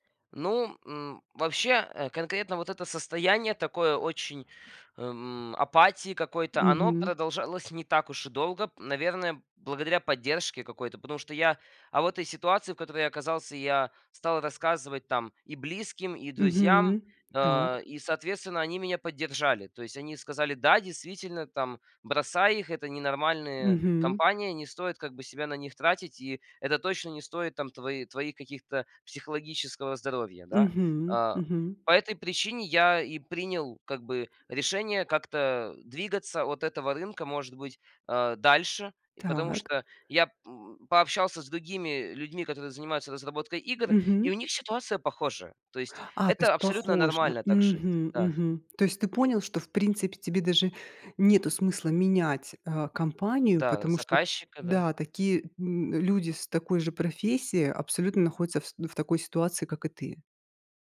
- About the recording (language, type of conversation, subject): Russian, podcast, Что делать при эмоциональном выгорании на работе?
- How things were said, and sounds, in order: tapping; other background noise